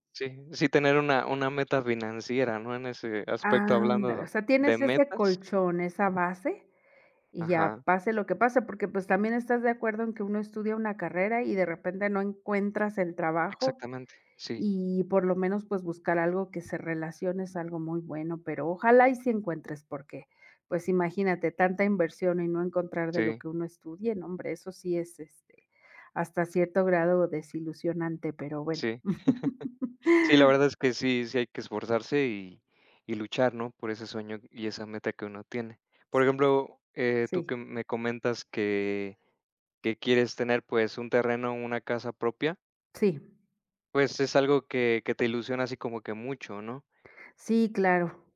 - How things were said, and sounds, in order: chuckle; other background noise
- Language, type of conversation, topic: Spanish, unstructured, ¿Qué sueñas lograr en los próximos cinco años?